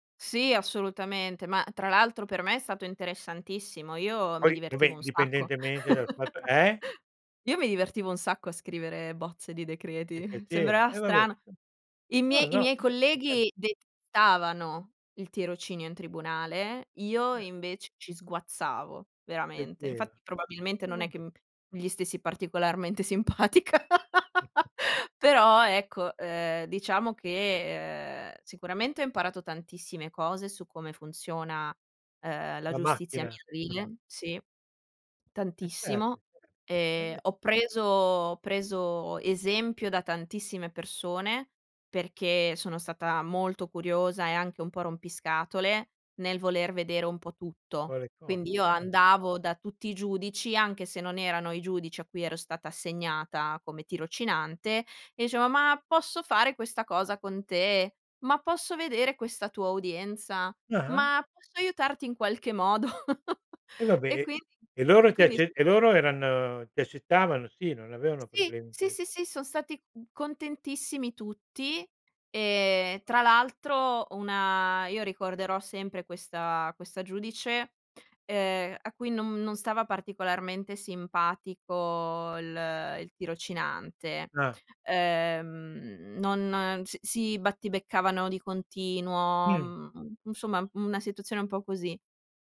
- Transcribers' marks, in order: other background noise; "indipendentemente" said as "ndipendentemente"; chuckle; chuckle; chuckle; laughing while speaking: "simpatica"; laugh; chuckle; "dicevo" said as "icevo"; chuckle; tapping; "insomma" said as "nsomma"
- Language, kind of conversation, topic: Italian, podcast, Ti capita di sentirti "a metà" tra due mondi? Com'è?